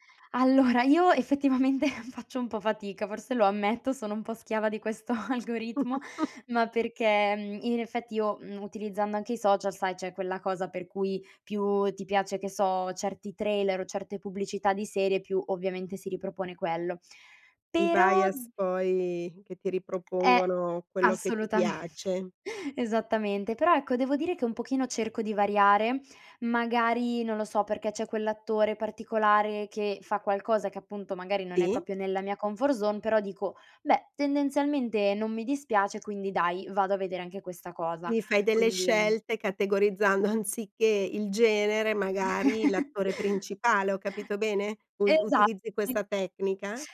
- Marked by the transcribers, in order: laughing while speaking: "Allora"; laughing while speaking: "effettivamente"; chuckle; laughing while speaking: "algoritmo"; laughing while speaking: "assolutamente"; "proprio" said as "propio"; in English: "comfort zone"; chuckle
- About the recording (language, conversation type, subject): Italian, podcast, Che effetto ha lo streaming sul modo in cui consumiamo l’intrattenimento?